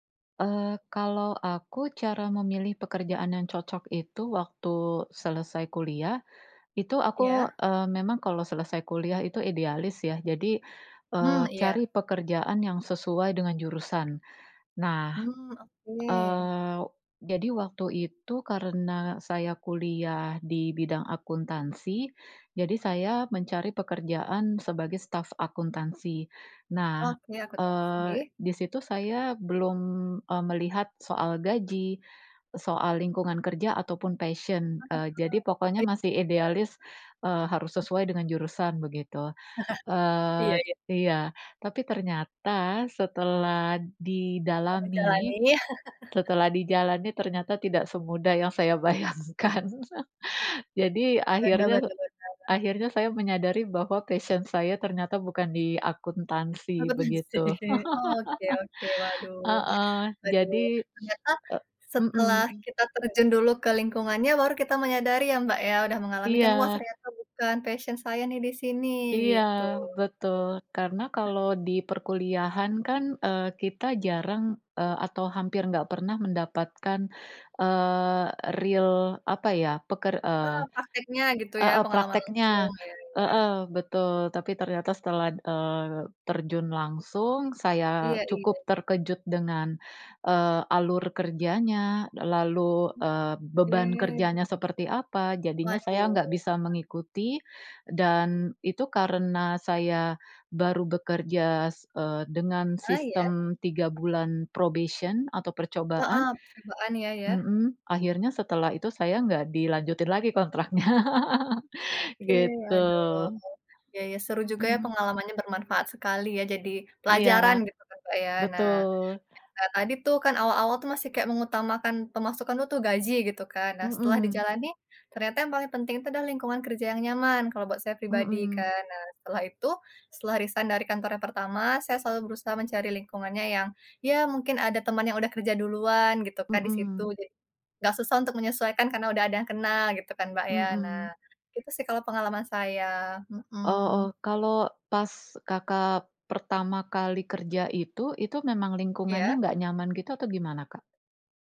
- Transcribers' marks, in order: other background noise; laugh; laugh; laughing while speaking: "bayangkan"; laugh; in English: "passion"; laughing while speaking: "Akuntansi"; laugh; in English: "real"; background speech; in English: "probation"; tapping; laughing while speaking: "kontraknya"; laugh
- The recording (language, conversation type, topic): Indonesian, unstructured, Bagaimana cara kamu memilih pekerjaan yang paling cocok untukmu?